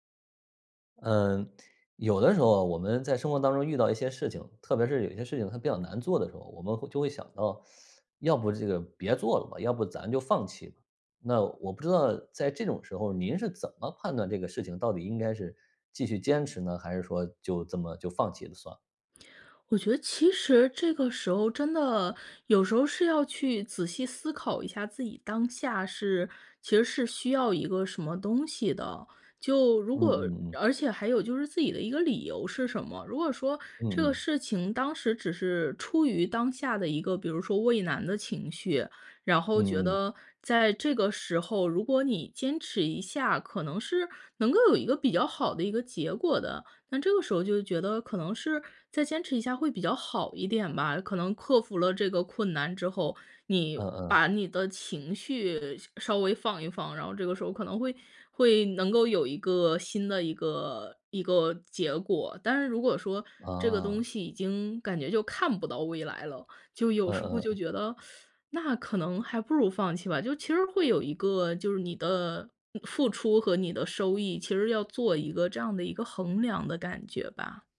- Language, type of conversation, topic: Chinese, podcast, 你如何判断该坚持还是该放弃呢?
- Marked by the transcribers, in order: teeth sucking; teeth sucking